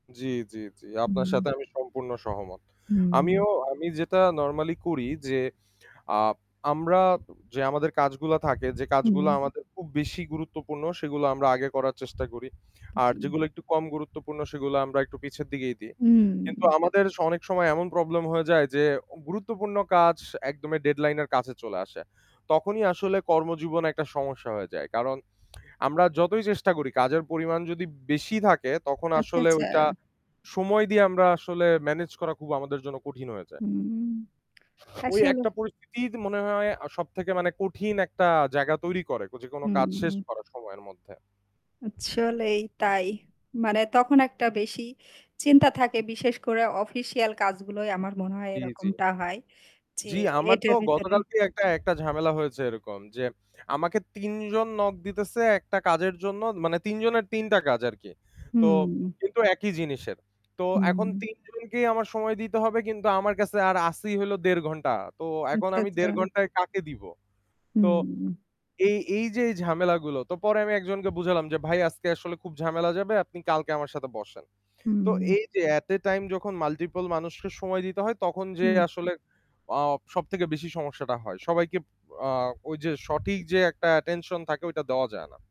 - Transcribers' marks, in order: static; tapping; other noise
- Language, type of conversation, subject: Bengali, unstructured, কর্মজীবনে সঠিক সময় ব্যবস্থাপনা কেন জরুরি?